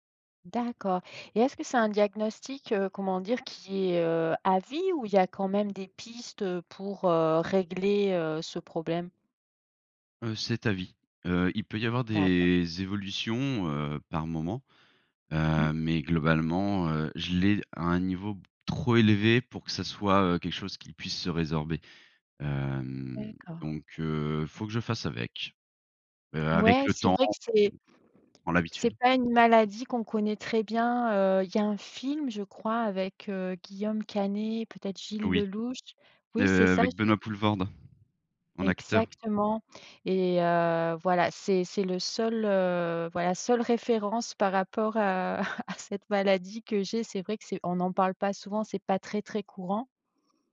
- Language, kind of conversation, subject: French, podcast, Quel est le moment où l’écoute a tout changé pour toi ?
- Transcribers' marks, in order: other background noise; laughing while speaking: "à"